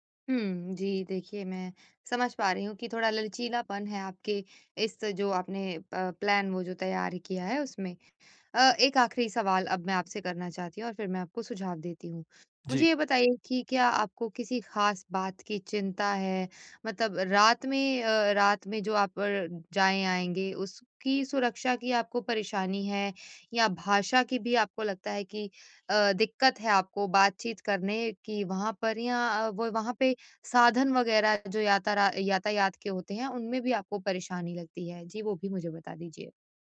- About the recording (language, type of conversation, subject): Hindi, advice, मैं अनजान जगहों पर अपनी सुरक्षा और आराम कैसे सुनिश्चित करूँ?
- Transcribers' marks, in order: "लचीलापन" said as "ललचीलापन"; in English: "प प्लान"